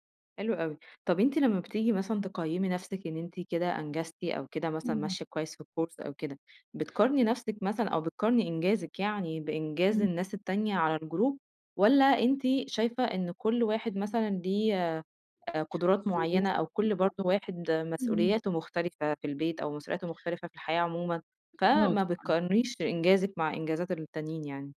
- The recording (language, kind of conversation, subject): Arabic, podcast, هل فيه طرق بسيطة أتمرّن بيها كل يوم على مهارة جديدة؟
- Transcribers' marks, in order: tapping; other background noise; unintelligible speech